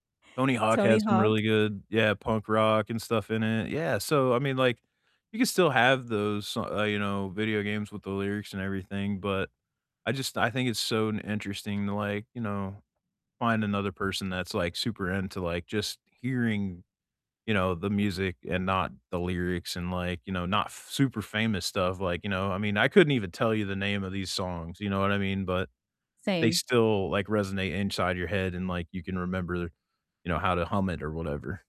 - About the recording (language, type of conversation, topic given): English, unstructured, Which soundtracks and scores do you keep on repeat, and what makes them special to you?
- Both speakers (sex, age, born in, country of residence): female, 30-34, United States, United States; male, 40-44, United States, United States
- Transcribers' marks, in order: none